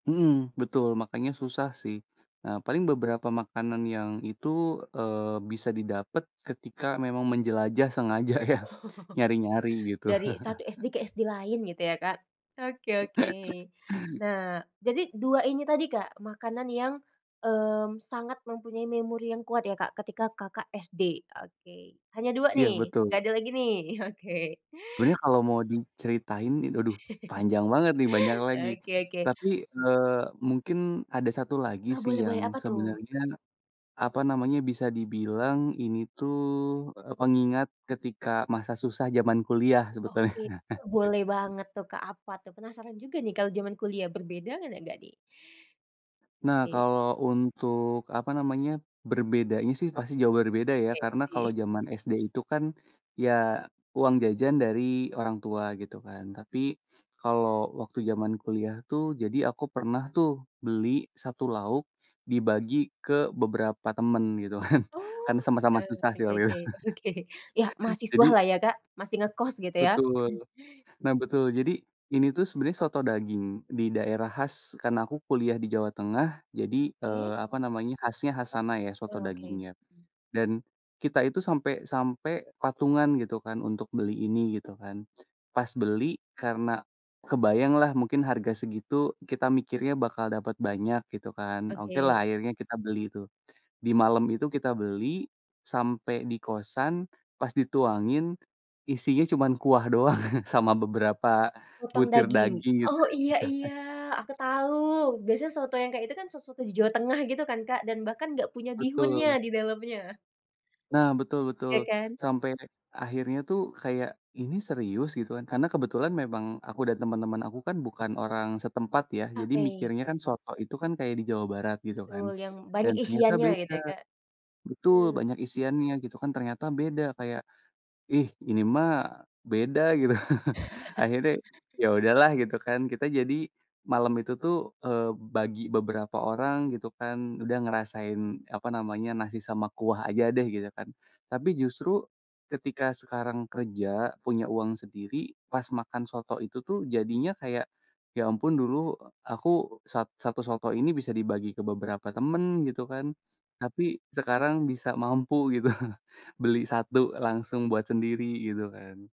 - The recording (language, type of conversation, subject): Indonesian, podcast, Pernahkah kamu merasakan makanan yang langsung membangkitkan kenangan kuat?
- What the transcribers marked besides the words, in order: laughing while speaking: "sengaja ya"; laughing while speaking: "Oh"; chuckle; tapping; chuckle; chuckle; "waduh" said as "daduh"; other background noise; chuckle; "nih" said as "nagadih"; laughing while speaking: "kan"; laughing while speaking: "oke"; chuckle; chuckle; laughing while speaking: "doang"; chuckle; chuckle; laughing while speaking: "gitu"